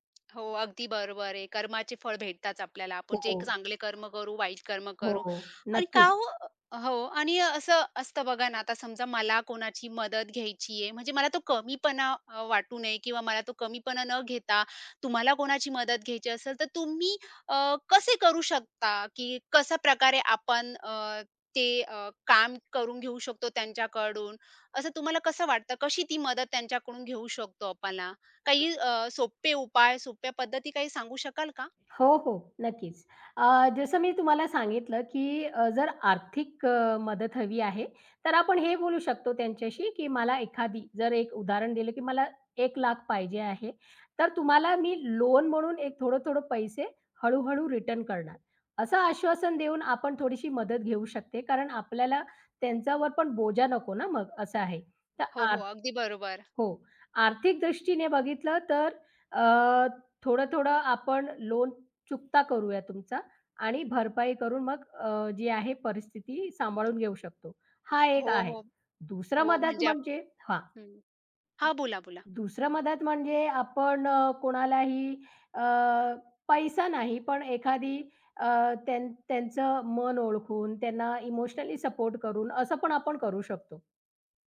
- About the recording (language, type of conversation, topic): Marathi, podcast, मदत मागताना वाटणारा संकोच आणि अहंभाव कमी कसा करावा?
- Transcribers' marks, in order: tapping; other background noise; "आपण" said as "आपणा"; unintelligible speech